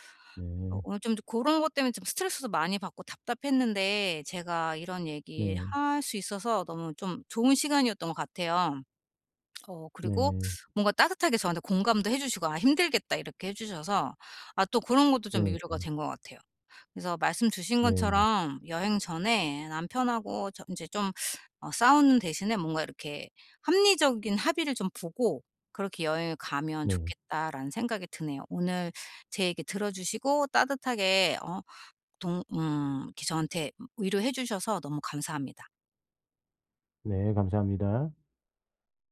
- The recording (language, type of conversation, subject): Korean, advice, 여행이나 주말 일정 변화가 있을 때 평소 루틴을 어떻게 조정하면 좋을까요?
- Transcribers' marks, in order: none